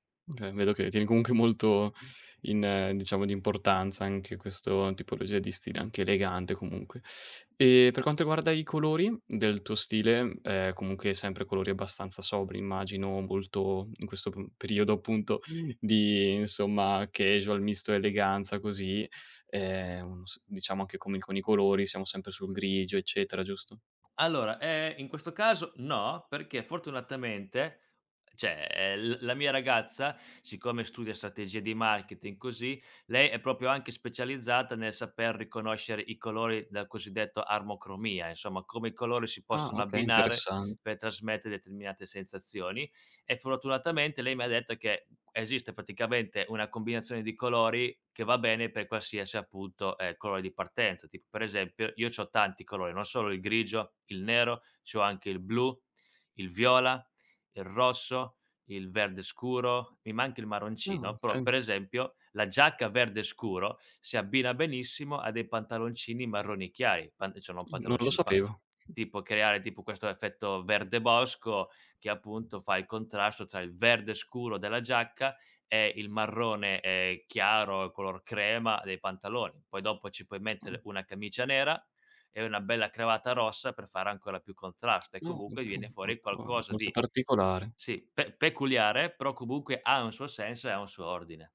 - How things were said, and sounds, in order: other background noise; "cioè" said as "ceh"; "proprio" said as "propio"; "fortunatamente" said as "flotulatamente"; tapping; unintelligible speech
- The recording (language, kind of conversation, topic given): Italian, podcast, Come è cambiato il tuo stile nel tempo?